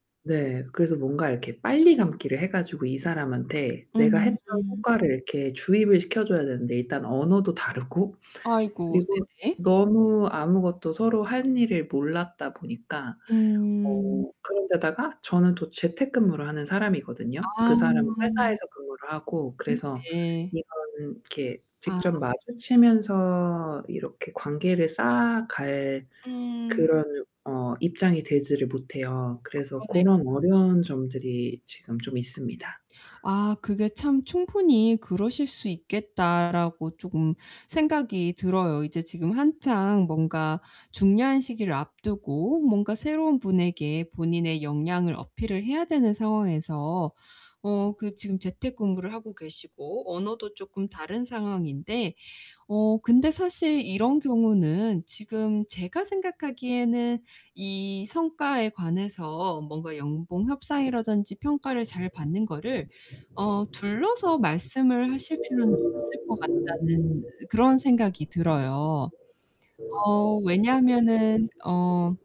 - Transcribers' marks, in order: distorted speech; laughing while speaking: "다르고"; tapping; other background noise; train
- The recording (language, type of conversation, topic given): Korean, advice, 내 성과를 더 잘 보이고 인정받으려면 어떻게 소통해야 할까요?